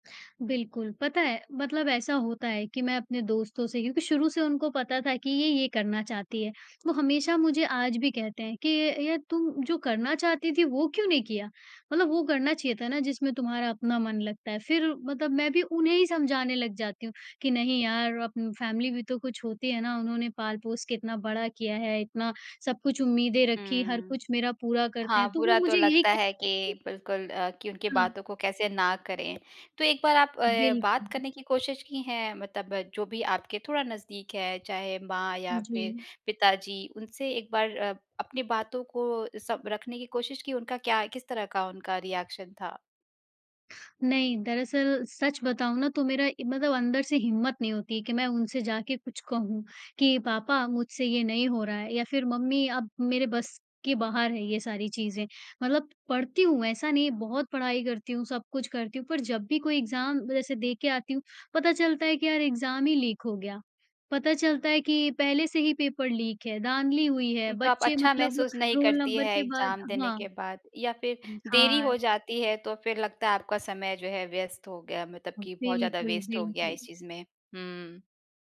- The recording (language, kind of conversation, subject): Hindi, advice, मुझे अपने जीवन का उद्देश्य समझ नहीं आ रहा है और भविष्य की दिशा भी स्पष्ट नहीं है—मैं क्या करूँ?
- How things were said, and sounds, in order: tapping; in English: "फैमिली"; other noise; in English: "रिएक्शन"; in English: "एग्ज़ाम"; in English: "एग्ज़ाम"; in English: "एग्ज़ाम"; in English: "रोल नंबर"; in English: "वेस्ट"